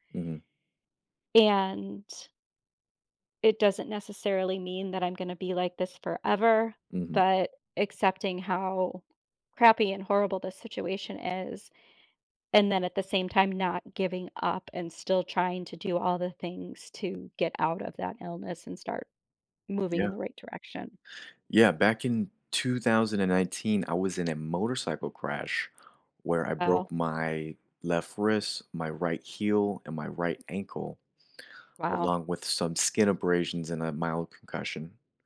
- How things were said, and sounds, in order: tapping
- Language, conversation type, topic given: English, unstructured, How can I stay hopeful after illness or injury?